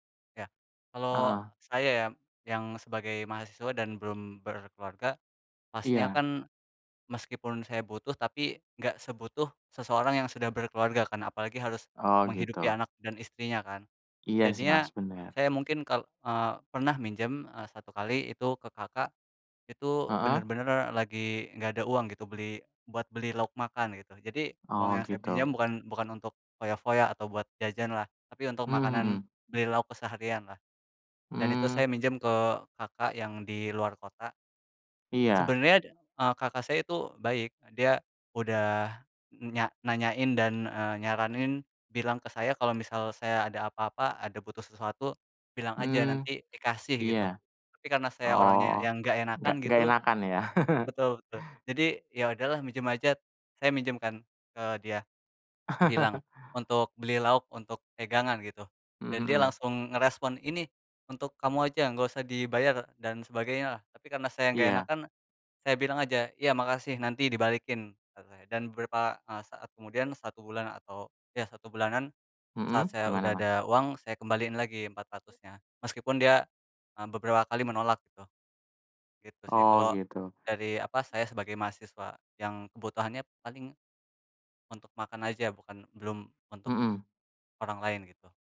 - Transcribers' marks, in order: chuckle; chuckle; other background noise
- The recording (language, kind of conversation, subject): Indonesian, unstructured, Pernahkah kamu meminjam uang dari teman atau keluarga, dan bagaimana ceritanya?